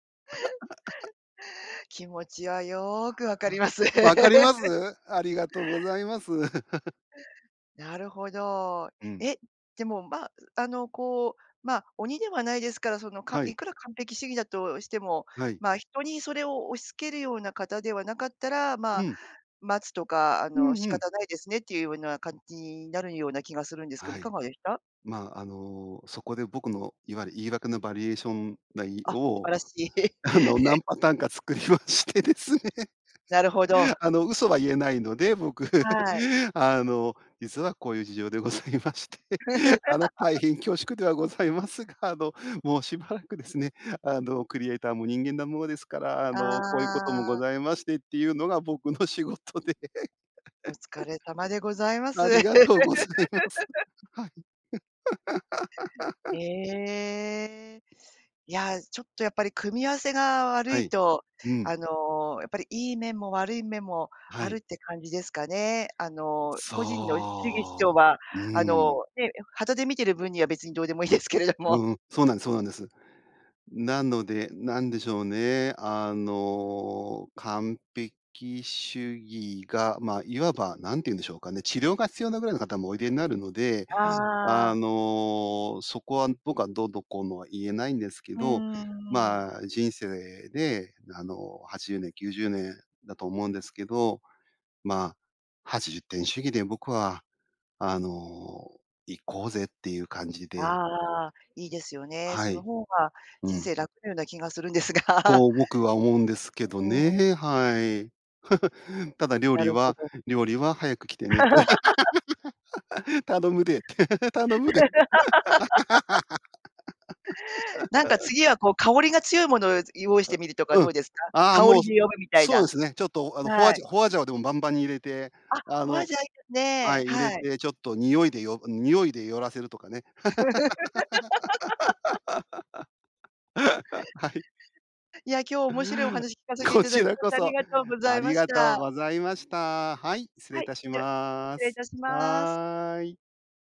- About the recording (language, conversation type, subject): Japanese, podcast, 完璧主義とどう付き合っていますか？
- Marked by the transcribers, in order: laugh; stressed: "よく"; joyful: "分かります？"; laugh; chuckle; laughing while speaking: "あの、何パターンか作りましてですね"; laugh; laughing while speaking: "僕、あの、実はこういう事情でございまして"; laugh; laughing while speaking: "僕の仕事で"; laugh; laughing while speaking: "ありがとうございます。はい"; laugh; laugh; laughing while speaking: "するんですが"; chuckle; other background noise; laugh; laughing while speaking: "早く来てねって。頼むでって、頼むで"; laugh; laugh; laugh; laugh; laughing while speaking: "こちらこそ"